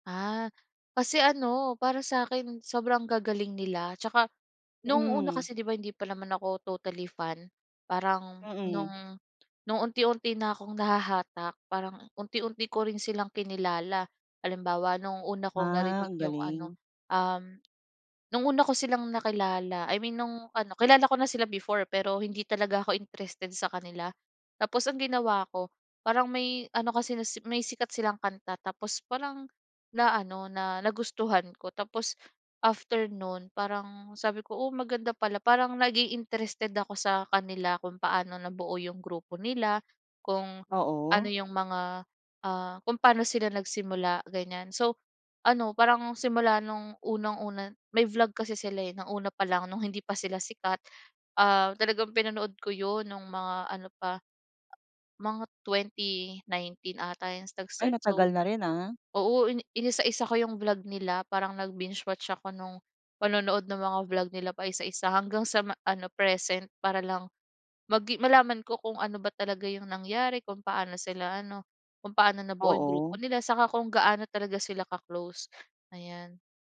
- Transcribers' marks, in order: other background noise
- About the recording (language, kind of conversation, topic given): Filipino, podcast, Maaari mo bang ikuwento ang unang konsiyertong napuntahan mo?